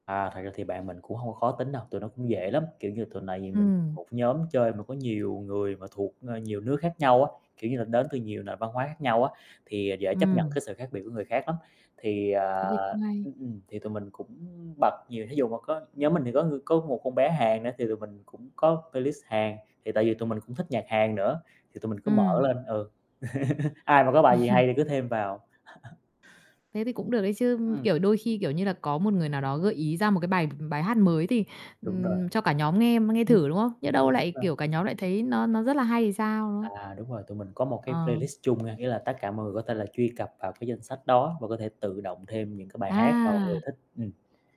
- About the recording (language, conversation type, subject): Vietnamese, podcast, Làm sao để chọn bài cho danh sách phát chung của cả nhóm?
- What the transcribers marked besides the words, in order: static; other background noise; tapping; in English: "bay lít"; "playlist" said as "bay lít"; laugh; chuckle; unintelligible speech; distorted speech; in English: "playlist"